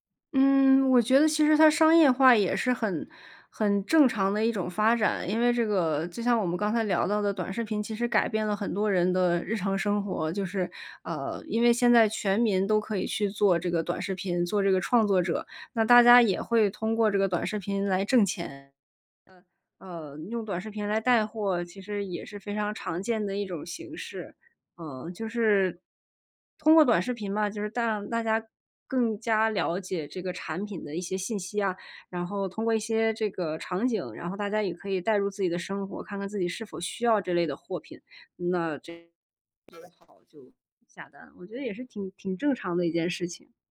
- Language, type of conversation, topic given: Chinese, podcast, 短视频是否改变了人们的注意力，你怎么看？
- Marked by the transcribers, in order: other background noise; "让" said as "荡"